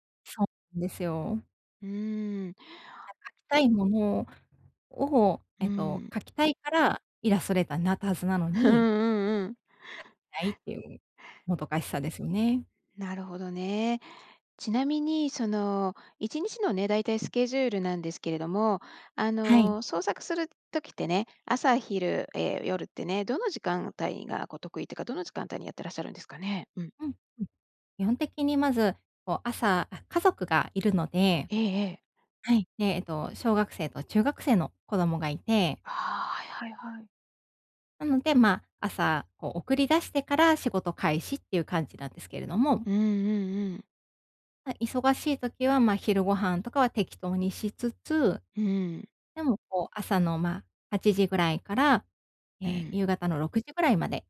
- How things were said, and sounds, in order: unintelligible speech
- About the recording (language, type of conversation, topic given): Japanese, advice, 創作の時間を定期的に確保するにはどうすればいいですか？